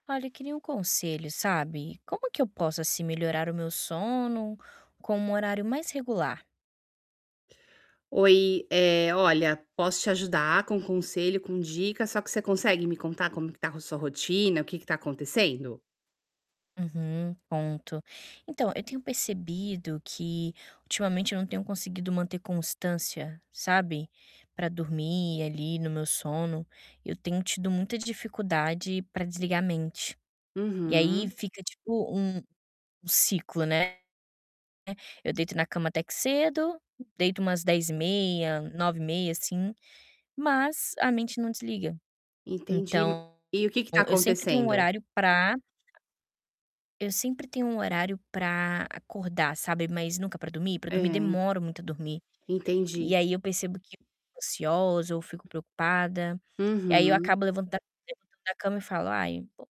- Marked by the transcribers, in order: tapping; distorted speech; other background noise; unintelligible speech
- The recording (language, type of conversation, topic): Portuguese, advice, Como posso melhorar a higiene do sono mantendo um horário consistente para dormir e acordar?